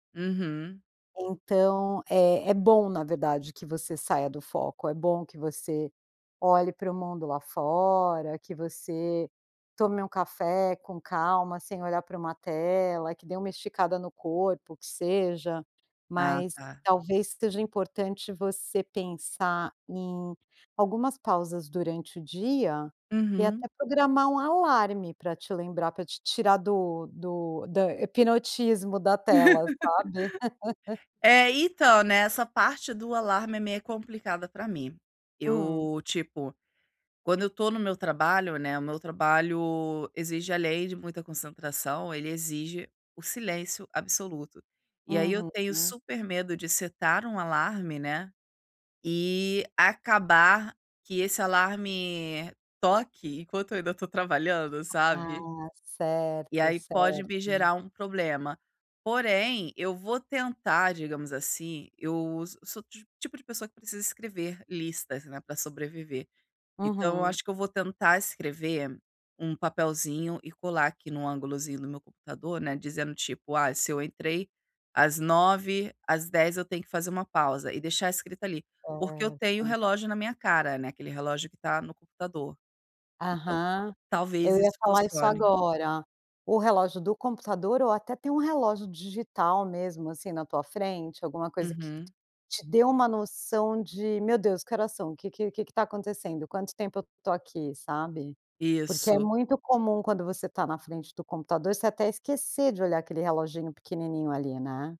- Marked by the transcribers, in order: laugh; other background noise
- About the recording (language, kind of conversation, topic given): Portuguese, advice, Como posso equilibrar o trabalho com pausas programadas sem perder o foco e a produtividade?